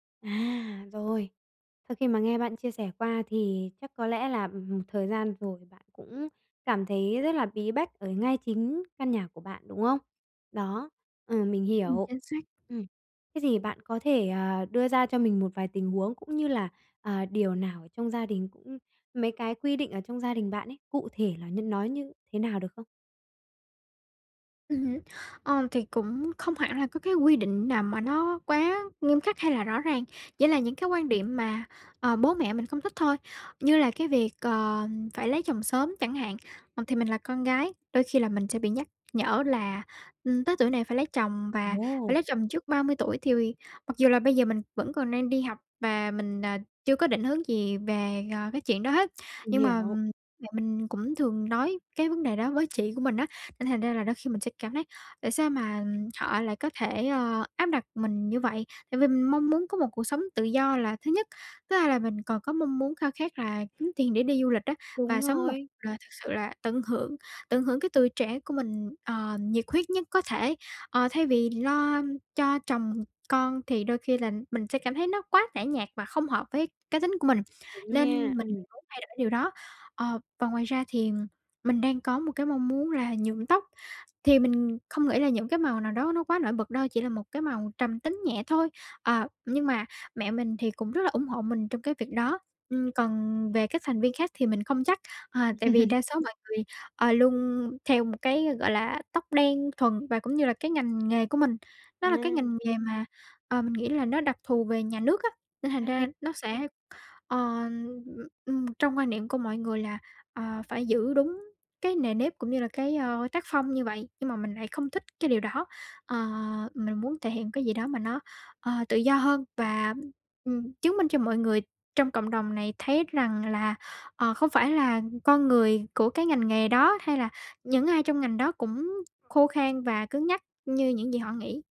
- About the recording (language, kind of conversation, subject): Vietnamese, advice, Làm sao tôi có thể giữ được bản sắc riêng và tự do cá nhân trong gia đình và cộng đồng?
- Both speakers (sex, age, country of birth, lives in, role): female, 18-19, Vietnam, Vietnam, user; female, 20-24, Vietnam, Vietnam, advisor
- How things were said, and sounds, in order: tapping; laugh